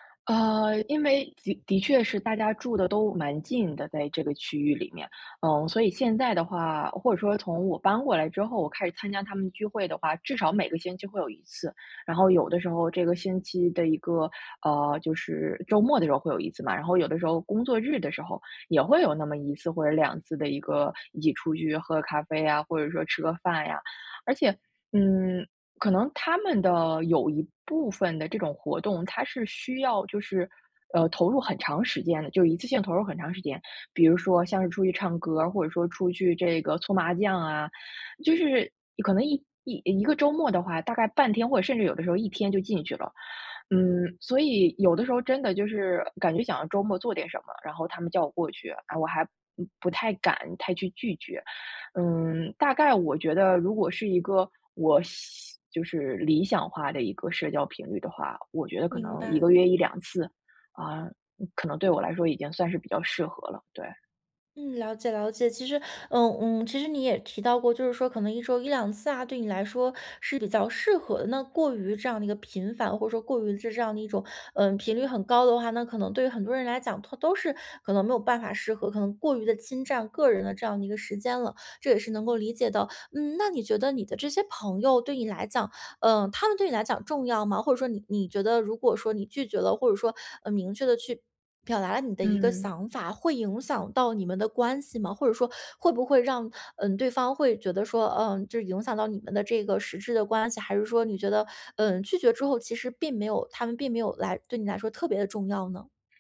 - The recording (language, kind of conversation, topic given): Chinese, advice, 朋友群经常要求我参加聚会，但我想拒绝，该怎么说才礼貌？
- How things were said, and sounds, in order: tapping